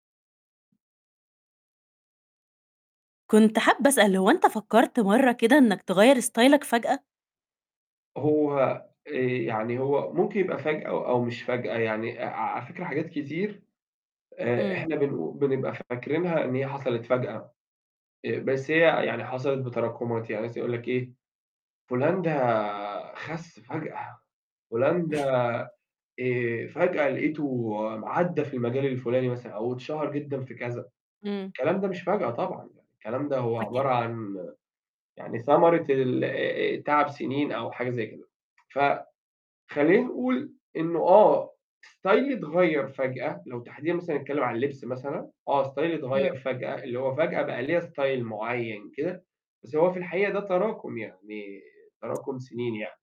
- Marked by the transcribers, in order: background speech; in English: "ستايلك"; chuckle; in English: "ستايلي"; in English: "ستايلي"; in English: "style"; tapping
- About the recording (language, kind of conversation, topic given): Arabic, podcast, إيه اللي خلاك تفكر تعيد اختراع ستايلك؟